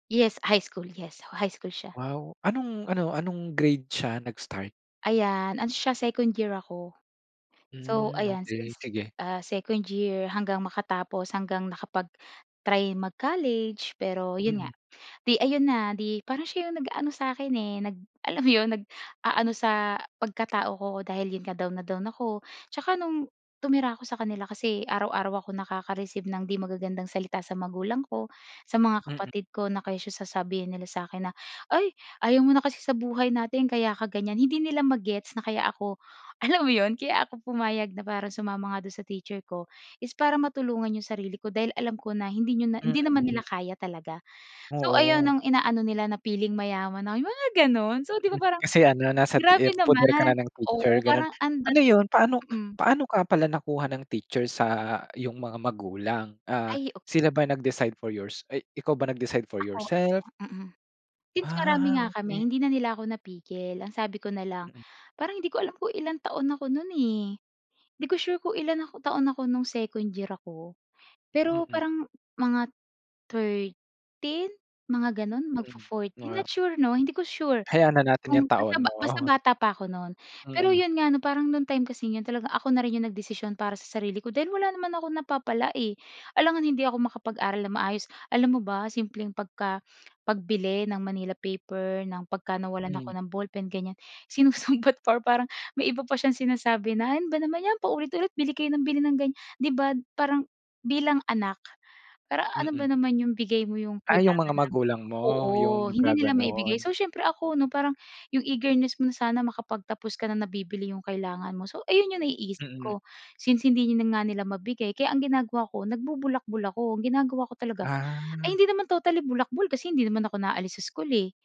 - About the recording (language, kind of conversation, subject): Filipino, podcast, Sino ang tumulong sa’yo na magbago, at paano niya ito nagawa?
- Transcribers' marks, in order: tapping; other background noise; laughing while speaking: "alam mo"; fan; laughing while speaking: "sinusumbat"